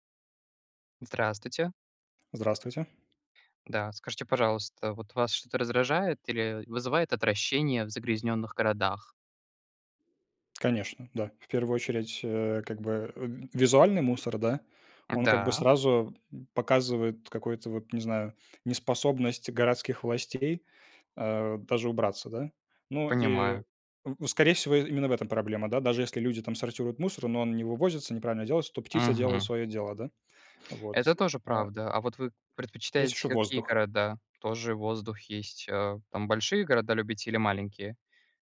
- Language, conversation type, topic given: Russian, unstructured, Что вызывает у вас отвращение в загрязнённом городе?
- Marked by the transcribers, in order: none